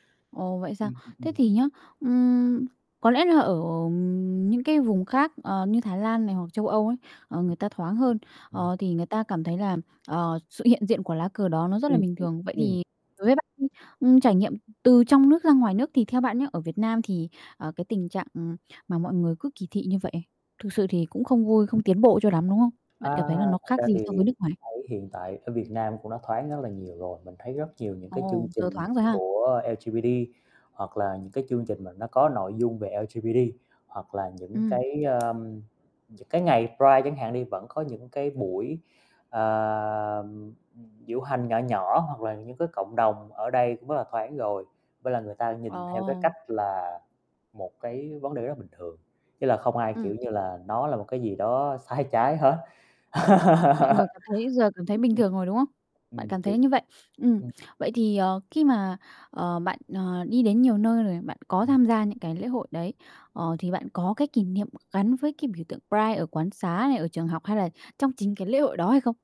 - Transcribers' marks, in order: distorted speech; tapping; in English: "L-G-B-T"; in English: "L-G-B-T"; other background noise; in English: "Pride"; laughing while speaking: "sai"; laugh; in English: "Pride"
- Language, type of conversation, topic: Vietnamese, podcast, Bạn cảm thấy thế nào khi nhìn thấy biểu tượng Tự hào ngoài đường phố?